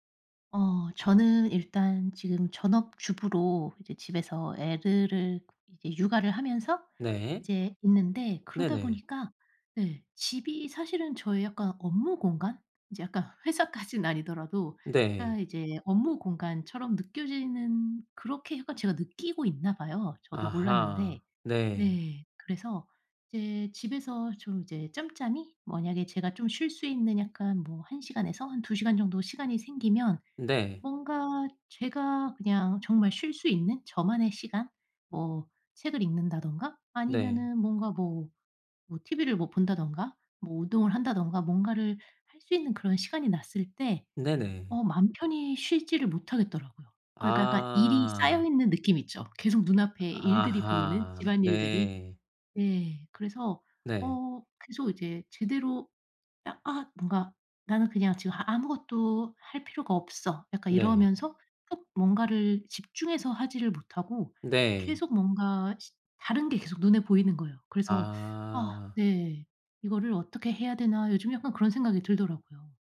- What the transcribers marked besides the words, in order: laughing while speaking: "회사까진"; other background noise
- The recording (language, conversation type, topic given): Korean, advice, 집에서 편안하게 쉬거나 여가를 즐기기 어려운 이유가 무엇인가요?